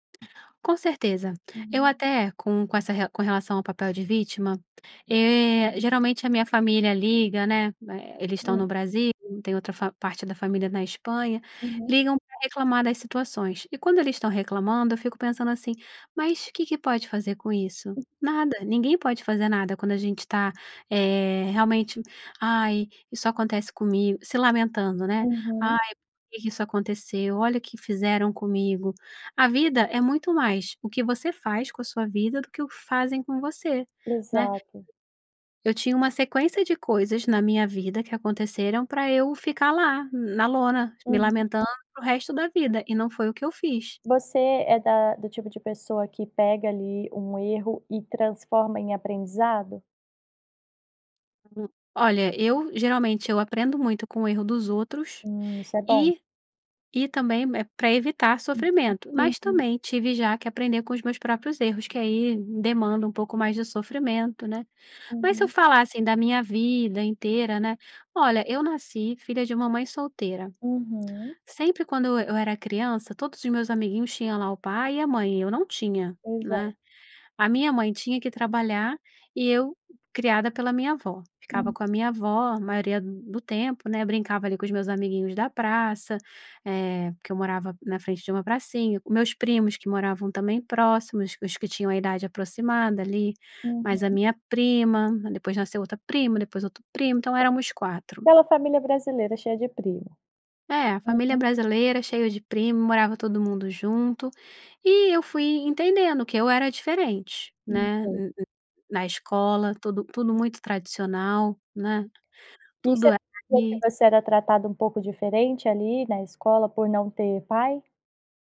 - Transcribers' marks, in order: tapping; other background noise
- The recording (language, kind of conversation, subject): Portuguese, podcast, Como você pode deixar de se ver como vítima e se tornar protagonista da sua vida?